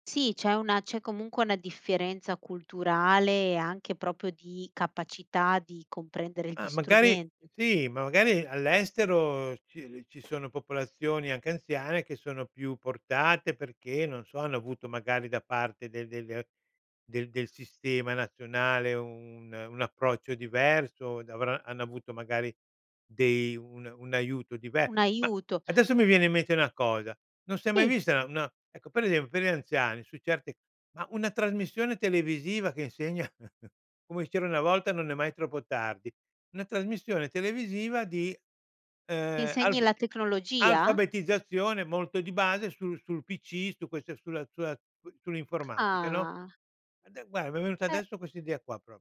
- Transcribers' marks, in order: "proprio" said as "propio"; other background noise; "Sì" said as "ì"; chuckle; "proprio" said as "propio"
- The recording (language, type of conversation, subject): Italian, podcast, Come cambierà la medicina grazie alle tecnologie digitali?